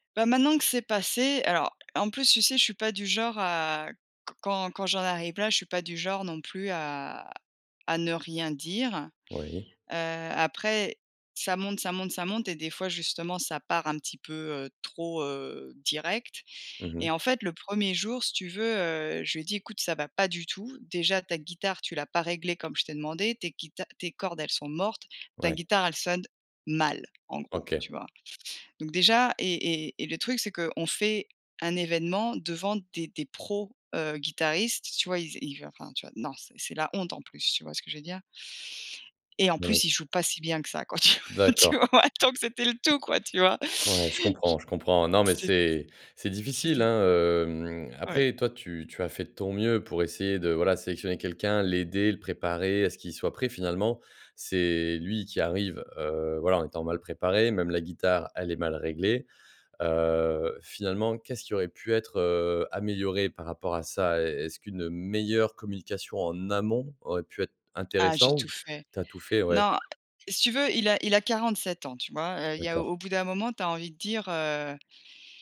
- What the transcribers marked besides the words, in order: stressed: "pas"; stressed: "mal"; laughing while speaking: "tu-tu vois ? Donc c'était le tout quoi, tu vois ?"; stressed: "meilleure"; stressed: "amont"
- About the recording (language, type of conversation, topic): French, advice, Comment puis-je mieux poser des limites avec mes collègues ou mon responsable ?